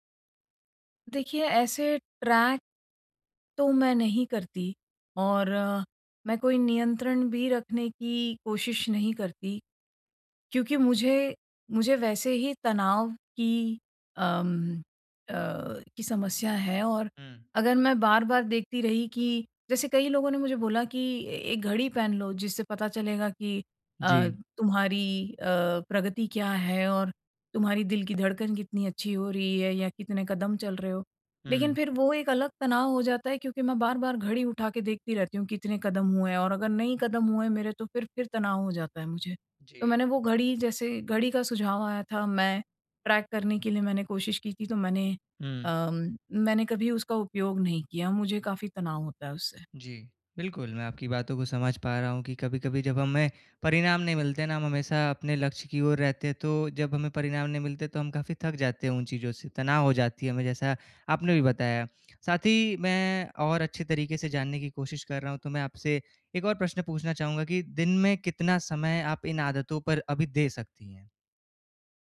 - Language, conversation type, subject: Hindi, advice, जब मैं व्यस्त रहूँ, तो छोटी-छोटी स्वास्थ्य आदतों को रोज़ नियमित कैसे बनाए रखूँ?
- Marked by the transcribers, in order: in English: "ट्रैक"; in English: "ट्रैक"